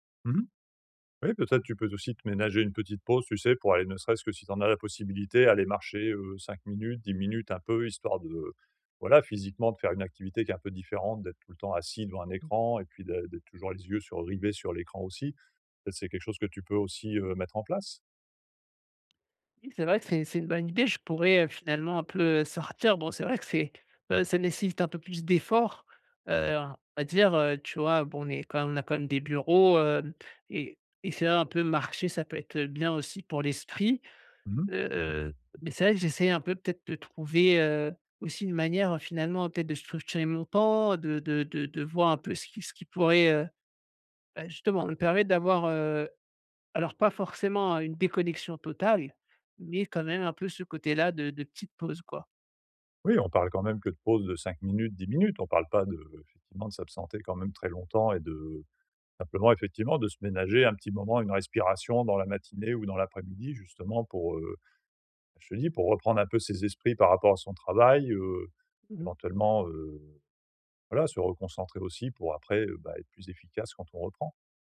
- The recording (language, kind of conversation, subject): French, advice, Comment faire des pauses réparatrices qui boostent ma productivité sur le long terme ?
- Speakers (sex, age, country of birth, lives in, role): male, 35-39, France, France, user; male, 45-49, France, France, advisor
- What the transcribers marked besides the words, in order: none